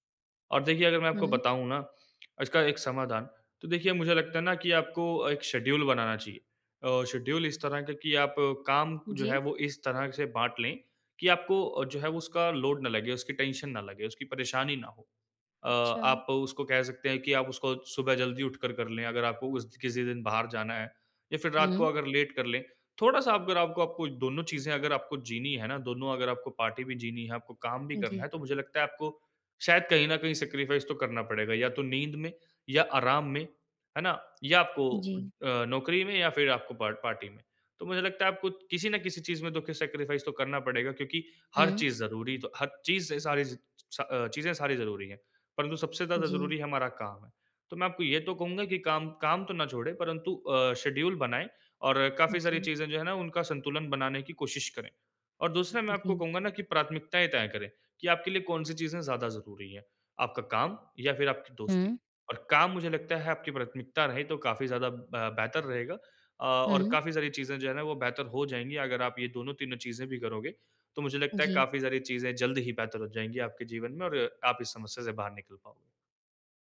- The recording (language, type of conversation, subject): Hindi, advice, काम और सामाजिक जीवन के बीच संतुलन
- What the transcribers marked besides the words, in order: lip smack; in English: "शेड्यूल"; in English: "शेड्यूल"; in English: "लोड"; in English: "टेंशन"; in English: "लेट"; in English: "पार्टी"; in English: "सैक्रिफाइस"; in English: "पार्ट पार्टी"; in English: "सैक्रिफाइस"; in English: "शेड्यूल"